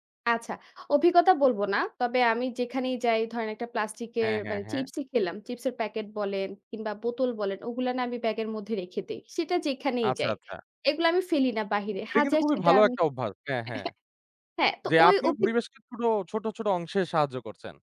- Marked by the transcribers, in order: none
- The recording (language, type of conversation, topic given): Bengali, podcast, প্লাস্টিক দূষণ কমাতে আমরা কী করতে পারি?